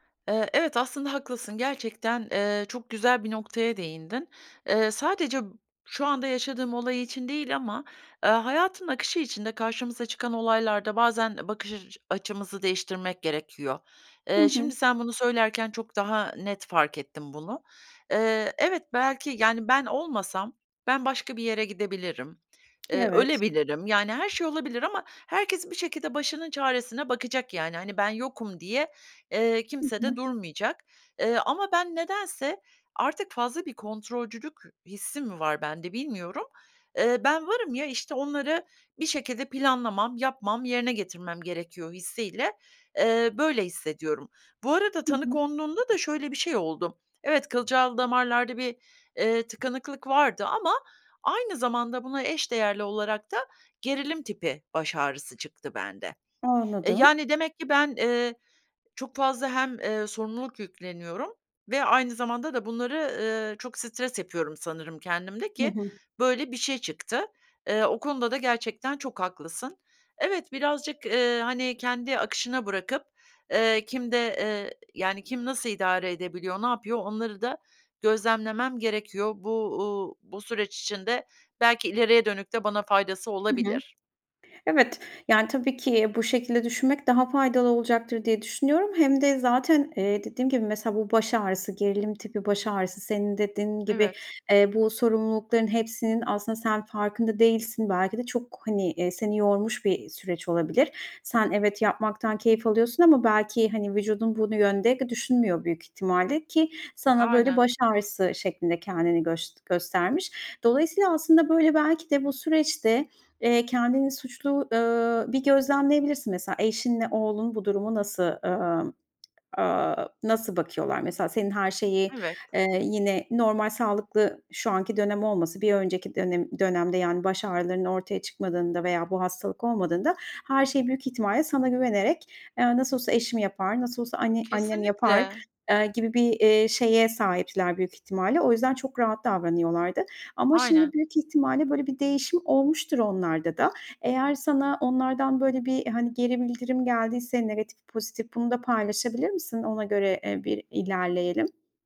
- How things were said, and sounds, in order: tapping; other background noise
- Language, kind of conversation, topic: Turkish, advice, Dinlenirken neden suçluluk duyuyorum?